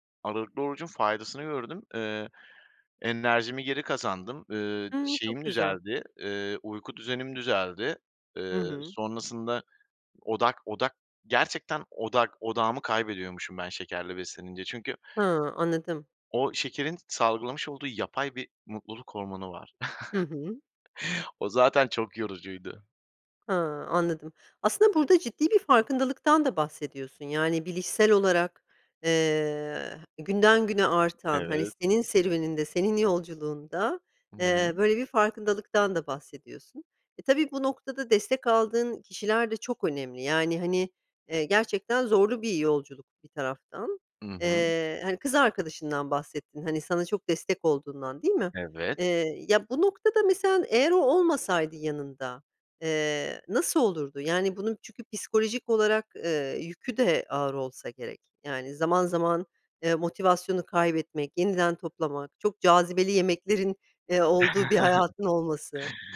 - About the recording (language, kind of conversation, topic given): Turkish, podcast, Sağlıklı beslenmeyi günlük hayatına nasıl entegre ediyorsun?
- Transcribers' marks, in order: chuckle; other background noise; tapping; chuckle